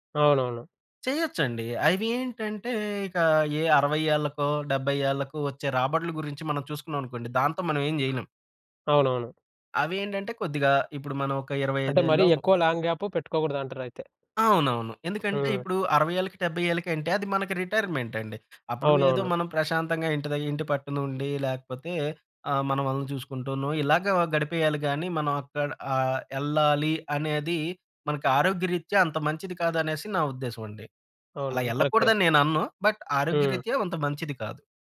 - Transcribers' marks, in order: tapping; in English: "లాంగ్ గ్యాప్"; in English: "రిటైర్‌మెంట్"; in English: "బట్"
- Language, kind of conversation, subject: Telugu, podcast, ప్రయాణాలు, కొత్త అనుభవాల కోసం ఖర్చు చేయడమా లేదా ఆస్తి పెంపుకు ఖర్చు చేయడమా—మీకు ఏది ఎక్కువ ముఖ్యమైంది?